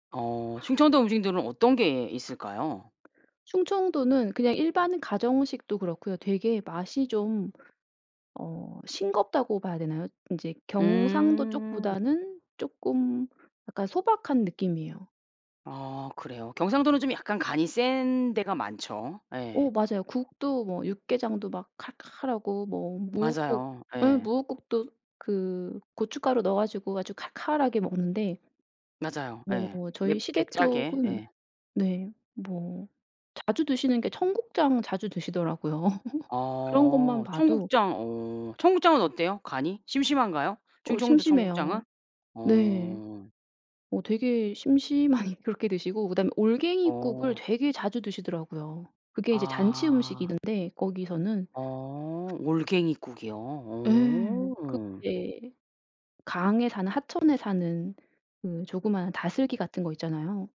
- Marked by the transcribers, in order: other background noise; laugh; laughing while speaking: "심심하니"; unintelligible speech
- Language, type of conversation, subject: Korean, podcast, 지역마다 잔치 음식이 어떻게 다른지 느껴본 적이 있나요?